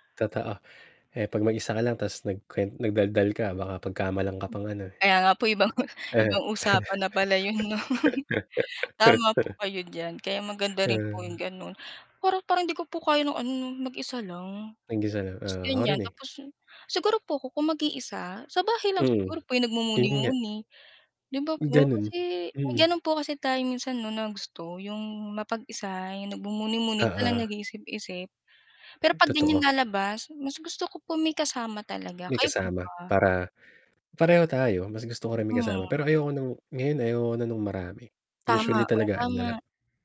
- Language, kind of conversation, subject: Filipino, unstructured, Ano ang paborito mong gawin tuwing bakasyon?
- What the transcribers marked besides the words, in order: other background noise; chuckle; laugh; distorted speech; mechanical hum; tapping